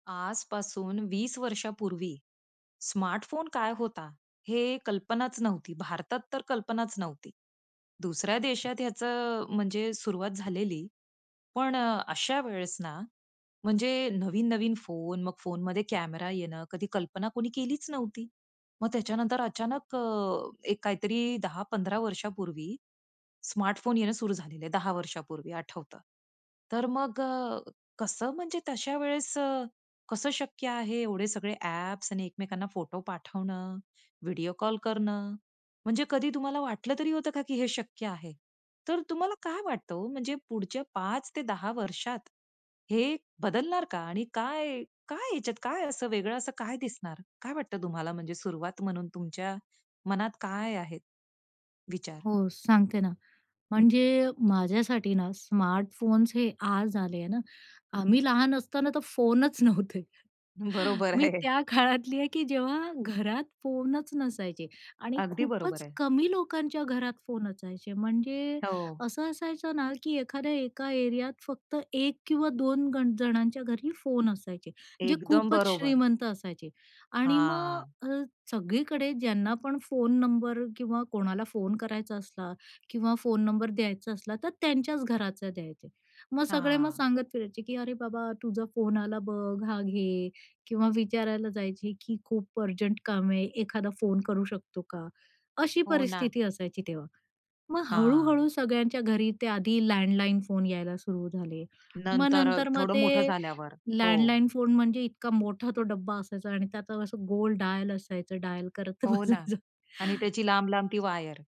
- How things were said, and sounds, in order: laughing while speaking: "नव्हते. मी त्या काळातली आहे"; laughing while speaking: "बरोबर आहे"; tapping; other background noise; drawn out: "हां"; in English: "डायल"; laughing while speaking: "डायल करत बसायचं"; in English: "डायल"; chuckle
- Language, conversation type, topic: Marathi, podcast, स्मार्टफोन्स पुढच्या पाच ते दहा वर्षांत कसे दिसतील असं वाटतं?